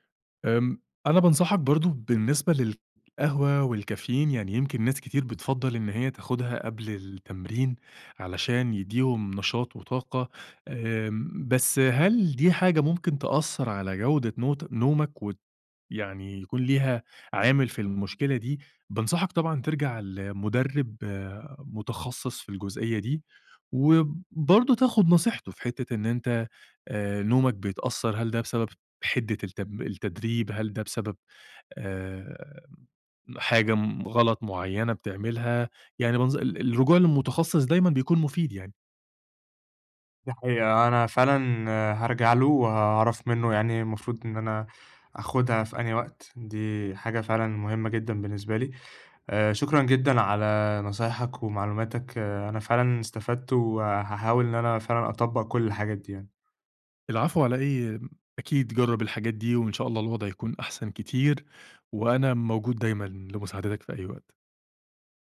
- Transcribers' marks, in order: none
- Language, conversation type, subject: Arabic, advice, إزاي بتصحى بدري غصب عنك ومابتعرفش تنام تاني؟